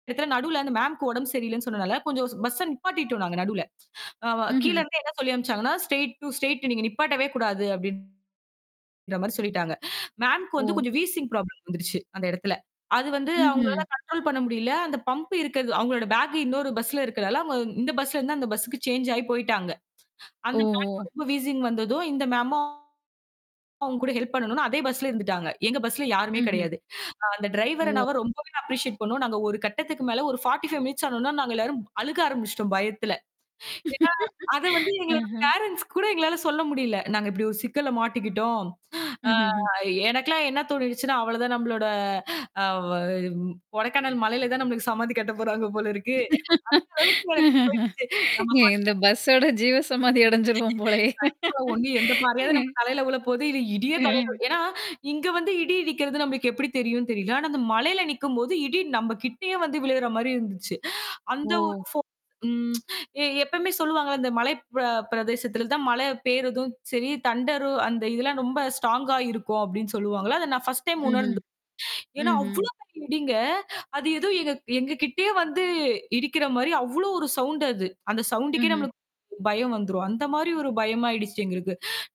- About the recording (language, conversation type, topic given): Tamil, podcast, ஒரு சுற்றுலா அல்லது பயணத்தில் குழுவாகச் சென்றபோது நீங்கள் சந்தித்த சவால்கள் என்னென்ன?
- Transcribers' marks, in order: in English: "மேம்க்கு"; other noise; distorted speech; in English: "ஸ்டெர்ய்ட் டூ ஸ்டெரய்ட்"; in English: "மேம்க்கு"; in English: "வீசிங் ப்ராப்ளம்"; in English: "கன்ட்ரோல்"; in English: "பம்பு"; in English: "சேஞ்ச்"; in English: "மேம்க்கு"; in English: "வீசிங்"; in English: "மேமும்"; in English: "அப்ரிசியேட்"; in English: "ஃபார்ட்டி ஃபைவ் மினிட்ஸ்"; laugh; laughing while speaking: "கொடைக்கானல் மலையில தான் நமக்குச் சமாதி கட்டப்போறாங்க போல இருக்கு"; mechanical hum; laughing while speaking: "இந்த பஸ்ஸோட ஜீவசமாதி அடைஞ்சிருவோம் போலேயே!"; unintelligible speech; unintelligible speech; laughing while speaking: "ம்"; unintelligible speech; tsk; in English: "தண்டரு"; in English: "ஸ்ட்ராங்கா"; in English: "ஃபர்ஸ்ட் டைம்"